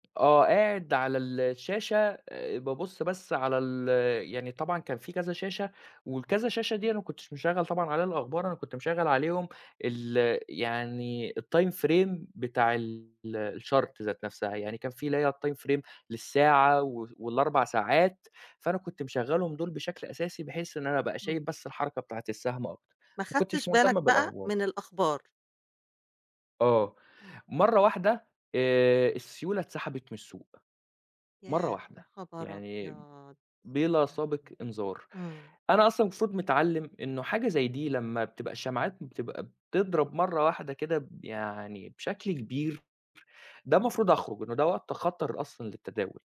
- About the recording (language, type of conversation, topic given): Arabic, podcast, إزاي بتتعامل مع خيبة الأمل لما تفشل وتبدأ تتعلم من جديد؟
- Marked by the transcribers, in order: in English: "الtime frame"; in English: "الchart"; in English: "الtime frame"